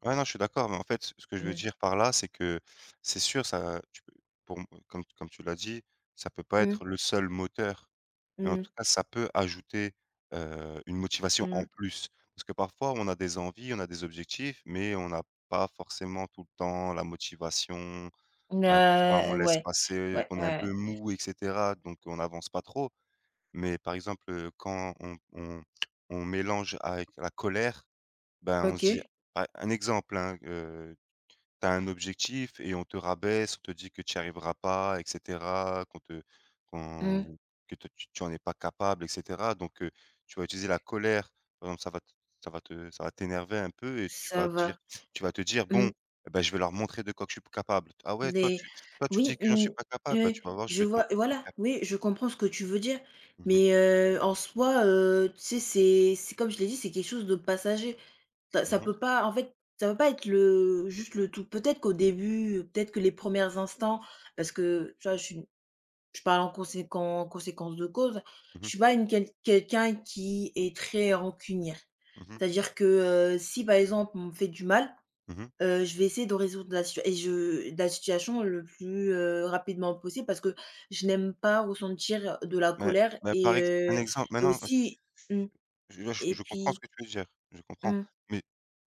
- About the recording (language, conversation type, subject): French, unstructured, Penses-tu que la colère peut aider à atteindre un but ?
- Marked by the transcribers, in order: tapping; other background noise